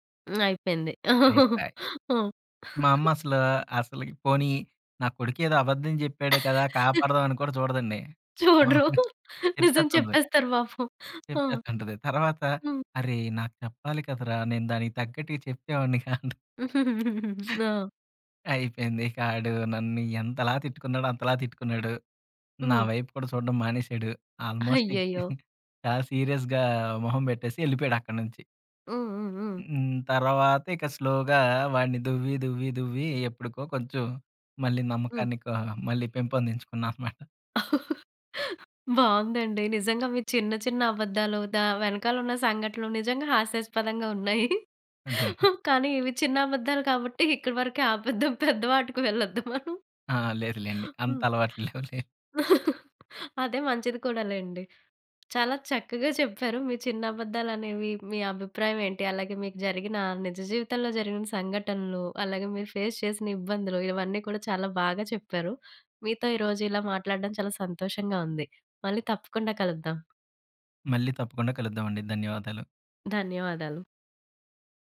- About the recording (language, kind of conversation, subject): Telugu, podcast, చిన్న అబద్ధాల గురించి నీ అభిప్రాయం ఏంటి?
- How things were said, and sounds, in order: other noise; chuckle; chuckle; laughing while speaking: "చూడరు. నిజం చెప్పేస్తారు పాపం"; giggle; chuckle; laugh; in English: "ఆల్మోస్ట్"; giggle; in English: "సీరియస్‌గా"; in English: "స్లోగా"; chuckle; laughing while speaking: "ఉన్నాయి. కానీ, ఇవి చిన్న అబద్దాలు … వాటికి వెళ్ళొద్దు మనం"; giggle; chuckle; in English: "ఫేస్"